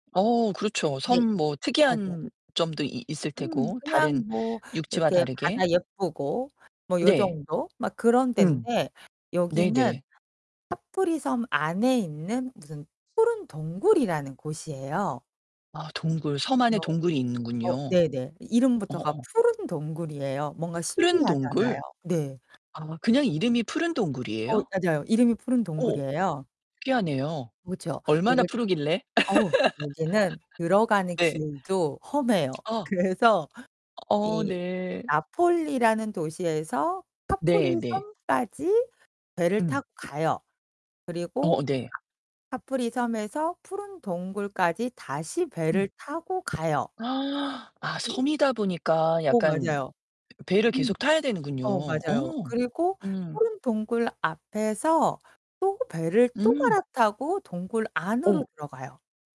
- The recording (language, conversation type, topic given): Korean, podcast, 인생에서 가장 기억에 남는 여행은 무엇이었나요?
- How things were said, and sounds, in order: distorted speech; tapping; laugh; laughing while speaking: "그래서"; gasp; other background noise